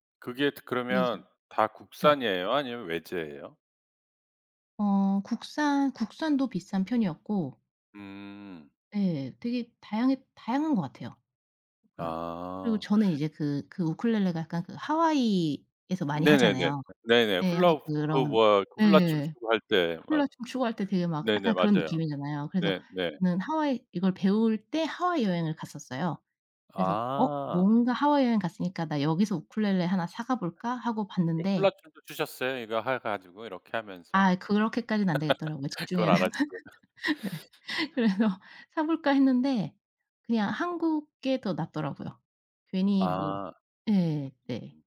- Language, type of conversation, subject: Korean, podcast, 요즘 집에서 즐기는 작은 취미가 있나요?
- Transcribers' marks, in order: other background noise; laugh; laugh; laughing while speaking: "네. 그래서"